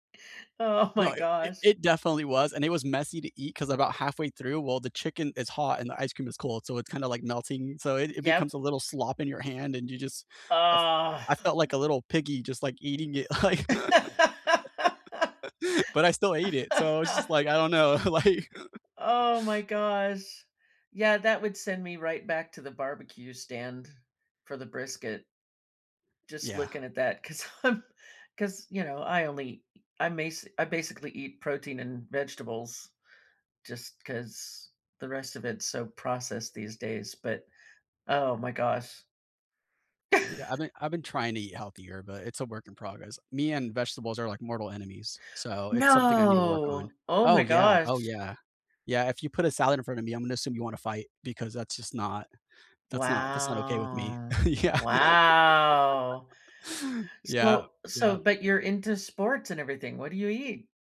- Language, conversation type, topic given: English, unstructured, What is the most unforgettable street food you discovered while traveling, and what made it special?
- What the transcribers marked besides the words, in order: drawn out: "Ugh"; laugh; laughing while speaking: "like"; laugh; laughing while speaking: "like"; laugh; laughing while speaking: "I'm"; laugh; drawn out: "No"; drawn out: "Wow. Wow"; stressed: "Wow"; laughing while speaking: "Yeah"; laugh